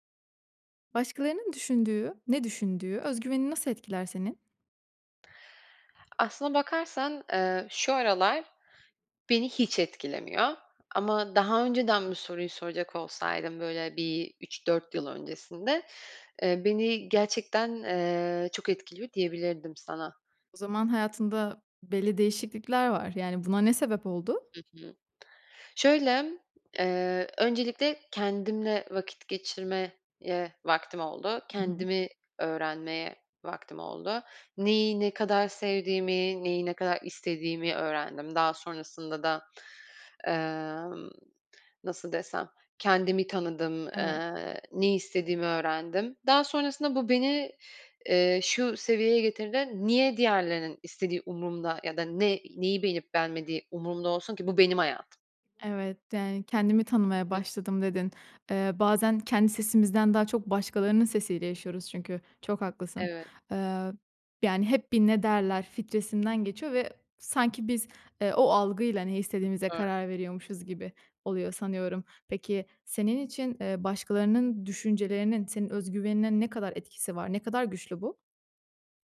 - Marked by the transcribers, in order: other background noise; unintelligible speech
- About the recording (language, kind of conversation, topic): Turkish, podcast, Başkalarının ne düşündüğü özgüvenini nasıl etkiler?